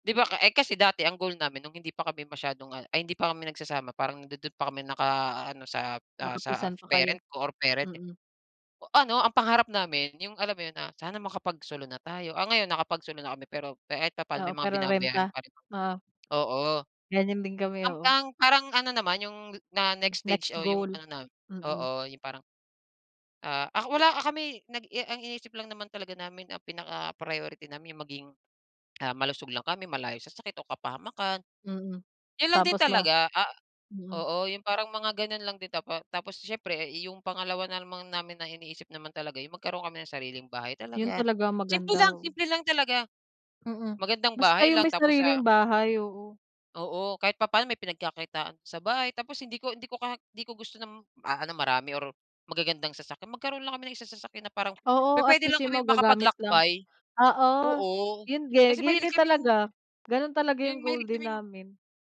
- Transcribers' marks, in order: other background noise
- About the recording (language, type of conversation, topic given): Filipino, unstructured, Ano ang ginagawa mo upang mapanatili ang saya sa relasyon?